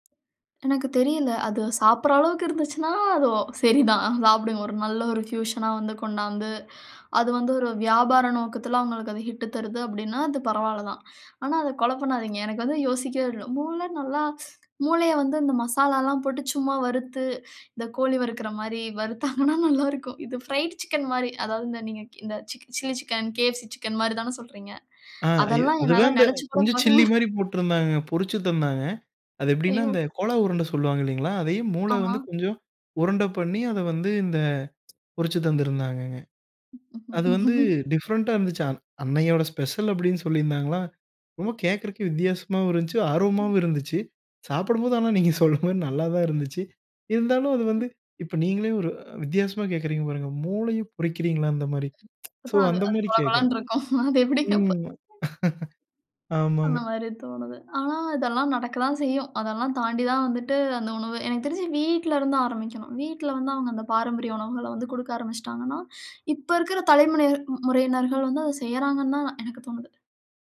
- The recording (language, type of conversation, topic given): Tamil, podcast, ஒரு ஊரின் உணவுப் பண்பாடு பற்றி உங்கள் கருத்து என்ன?
- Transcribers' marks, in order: laughing while speaking: "அது ஒ சரிதான் ஆ சாப்பிடுங்க. ஒரு நல்ல"; in English: "ஃபியூஷன்"; inhale; in English: "ஹிட்"; inhale; other background noise; tapping; teeth sucking; inhale; laughing while speaking: "வறுத்தாங்கனா நல்லாருக்கும்"; in English: "ஃப்ரைட் சிக்கன்"; inhale; unintelligible speech; chuckle; lip smack; laugh; in English: "டிஃபரண்ட்"; laughing while speaking: "சாப்பிடும்போது ஆனா நீங்க சொல்ற மாரி நல்லா தான் இருந்துச்சு"; other noise; laughing while speaking: "அது எப்டிங்க அப்ப"; tsk; laugh; inhale